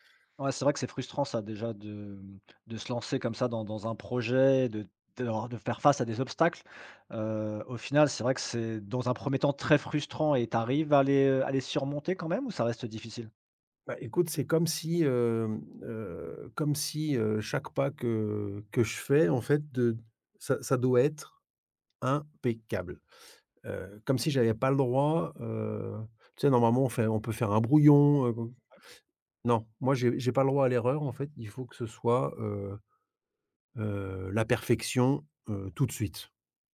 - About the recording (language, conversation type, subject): French, advice, Comment mon perfectionnisme m’empêche-t-il d’avancer et de livrer mes projets ?
- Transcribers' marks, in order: stressed: "très frustrant"; stressed: "impeccable"; tapping